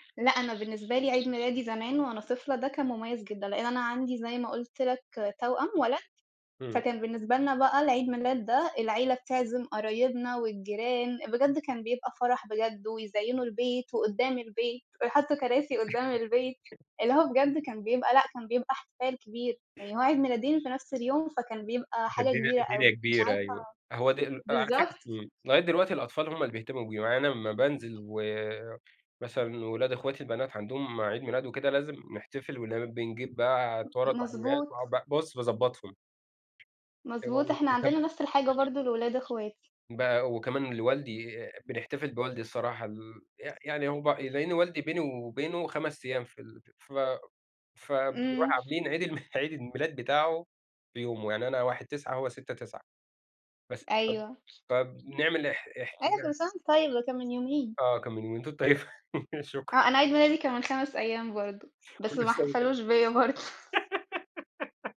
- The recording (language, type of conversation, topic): Arabic, unstructured, إيه أحلى عيد ميلاد احتفلت بيه وإنت صغير؟
- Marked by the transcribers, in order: other background noise; tapping; unintelligible speech; unintelligible speech; laughing while speaking: "ما احتفلوش بيا برضه"; laugh